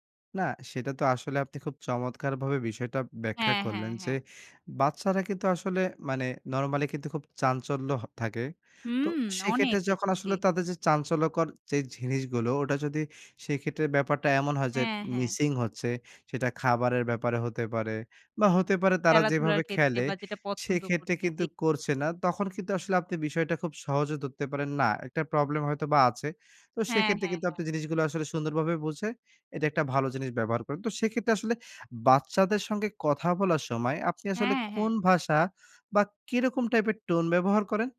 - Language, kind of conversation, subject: Bengali, podcast, বাচ্চাদের আবেগ বুঝতে আপনি কীভাবে তাদের সঙ্গে কথা বলেন?
- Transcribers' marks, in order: in English: "normally"; in English: "missing"; tapping; other background noise